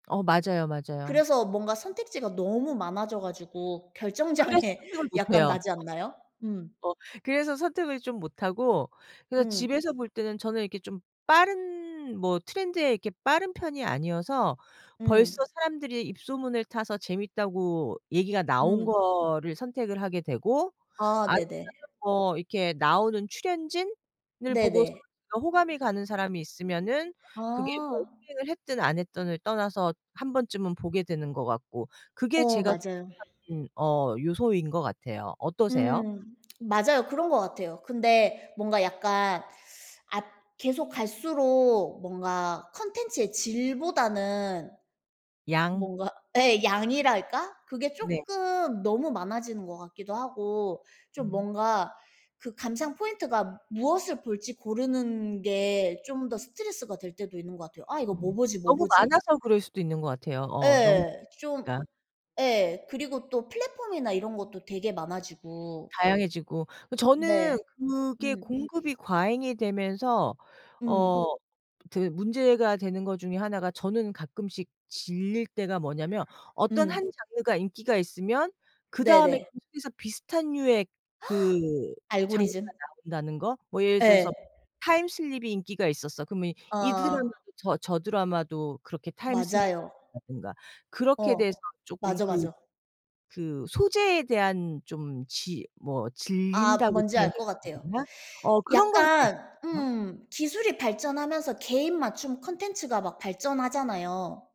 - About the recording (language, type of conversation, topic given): Korean, unstructured, 주말에는 영화관에서 영화를 보는 것과 집에서 영화를 보는 것 중 어느 쪽을 더 선호하시나요?
- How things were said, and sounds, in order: laughing while speaking: "결정장애"; other background noise; tapping; other noise; gasp